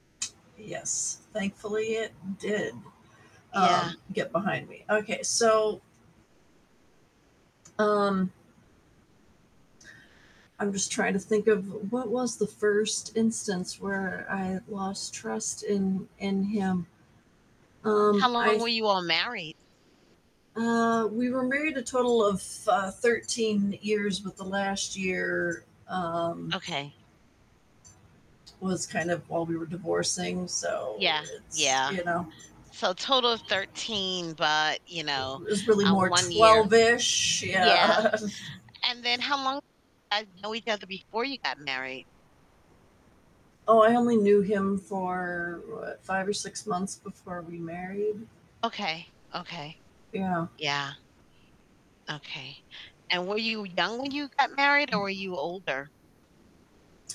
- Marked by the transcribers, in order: static; tapping; distorted speech; background speech; other background noise; other street noise; laughing while speaking: "Yeah"
- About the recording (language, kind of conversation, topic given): English, advice, How can I rebuild trust in my romantic partner after it's been broken?